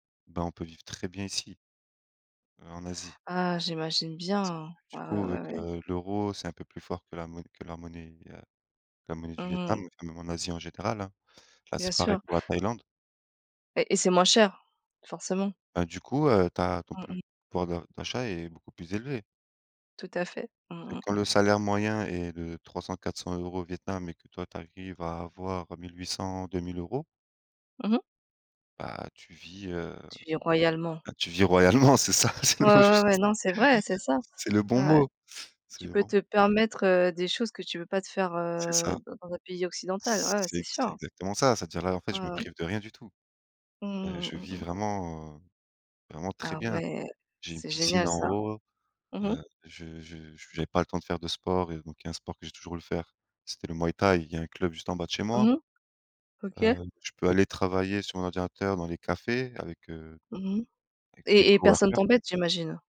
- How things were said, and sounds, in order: other background noise; laughing while speaking: "C'est le mot juste"; chuckle; stressed: "très"; in English: "coworkers"
- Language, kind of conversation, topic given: French, unstructured, Quelle est la plus grande surprise que tu as eue récemment ?